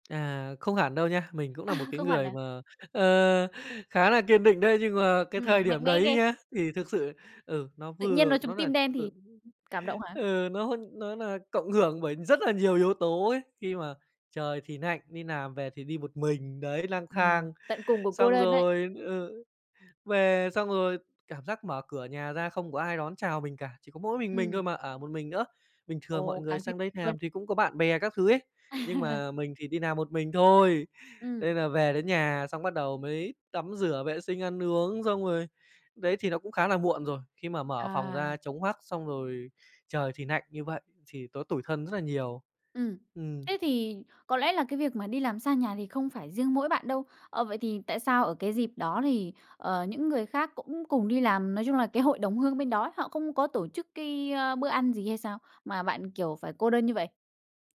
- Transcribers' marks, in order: tapping; laughing while speaking: "À!"; laughing while speaking: "ừ, nó"; other background noise; "làm" said as "nàm"; "làm" said as "nàm"; laugh; "làm" said as "nàm"
- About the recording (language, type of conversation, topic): Vietnamese, podcast, Bạn đã bao giờ nghe nhạc đến mức bật khóc chưa, kể cho mình nghe được không?